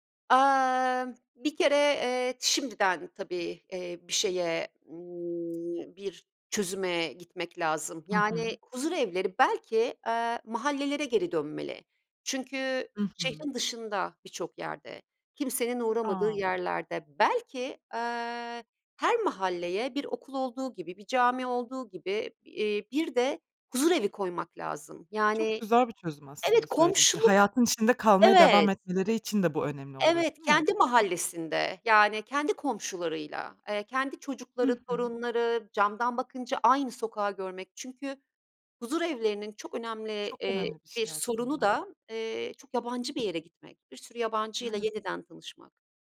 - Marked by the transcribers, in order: other background noise; tapping
- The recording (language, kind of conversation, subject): Turkish, podcast, Yaşlı bir ebeveynin bakım sorumluluğunu üstlenmeyi nasıl değerlendirirsiniz?